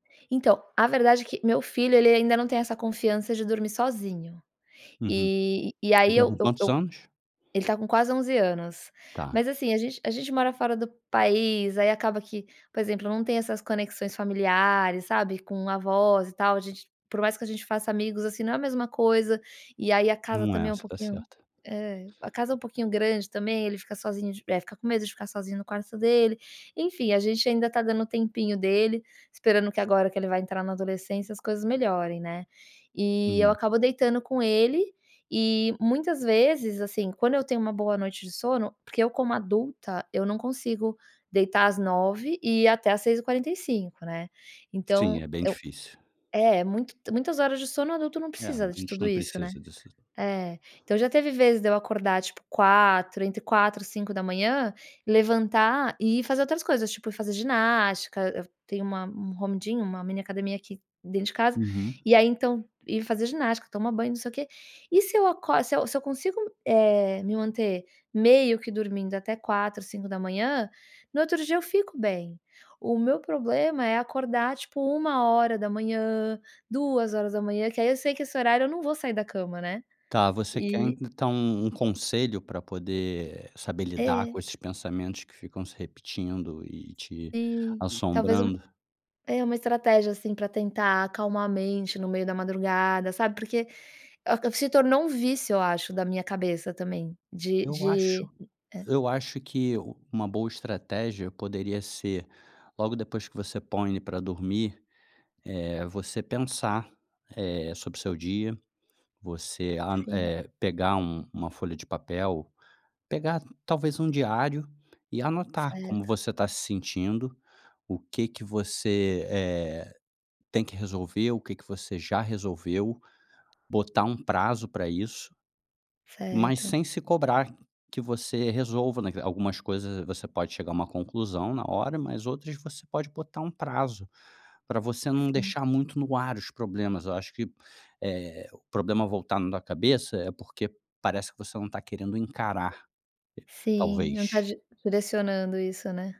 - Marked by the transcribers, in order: tapping; in English: "home gym"
- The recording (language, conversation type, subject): Portuguese, advice, Como lidar com o estresse ou a ansiedade à noite que me deixa acordado até tarde?